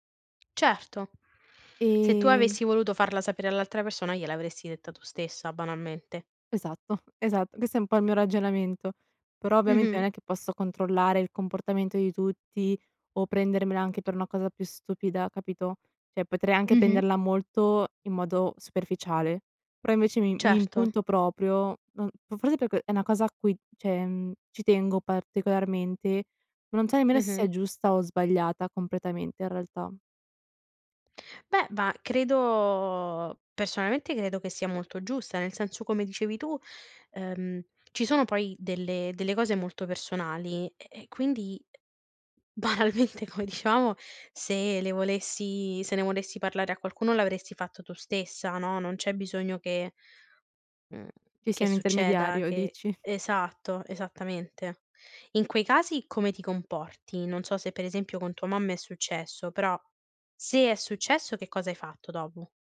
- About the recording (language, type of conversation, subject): Italian, podcast, Come si costruisce la fiducia necessaria per parlare apertamente?
- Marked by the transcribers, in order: other background noise; laughing while speaking: "Esatto"; "Cioè" said as "ceh"; "prenderla" said as "penderla"; "cioè" said as "ceh"; laughing while speaking: "banalmente, come dicevamo"; laughing while speaking: "dici"